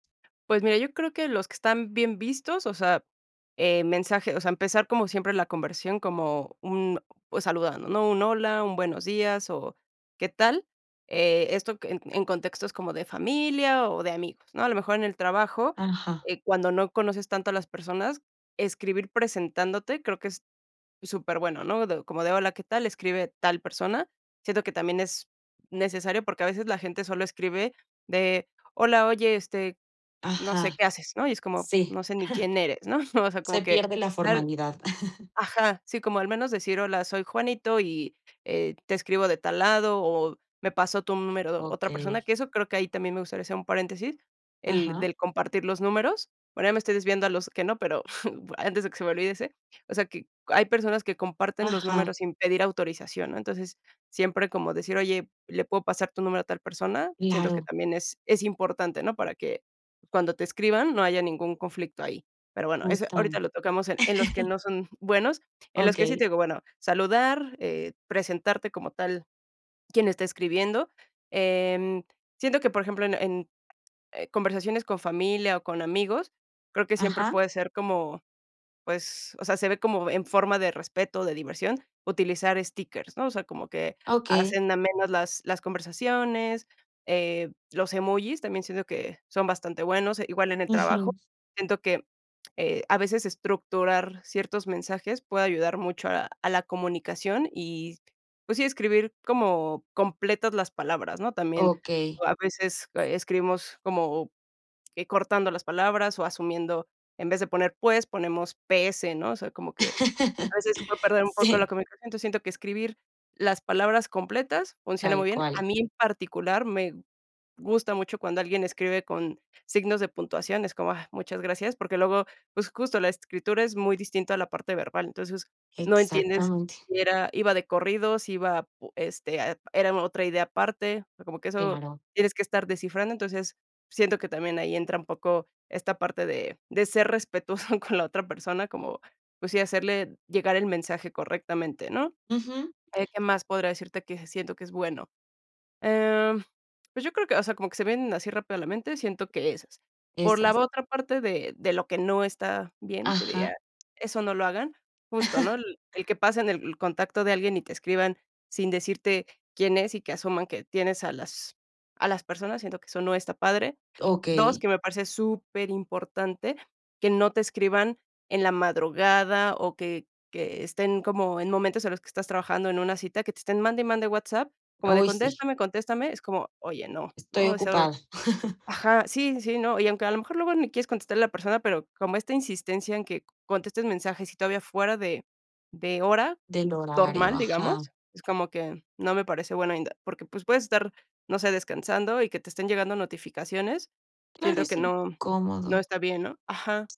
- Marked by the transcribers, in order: chuckle; chuckle; chuckle; laugh; laugh; laughing while speaking: "con la otra"; laugh; laugh
- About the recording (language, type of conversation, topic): Spanish, podcast, ¿Qué consideras que es de buena educación al escribir por WhatsApp?